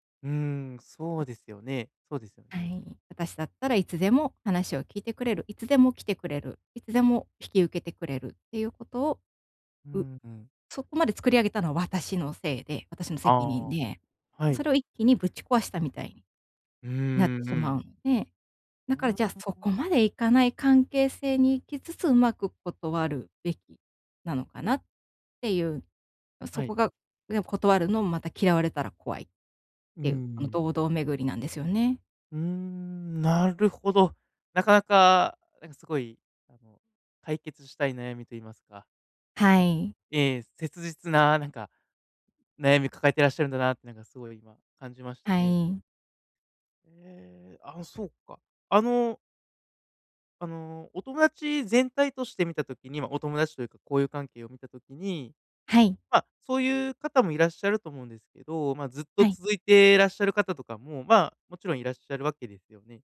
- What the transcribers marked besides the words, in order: other background noise
- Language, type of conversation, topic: Japanese, advice, 人にNOと言えず負担を抱え込んでしまうのは、どんな場面で起きますか？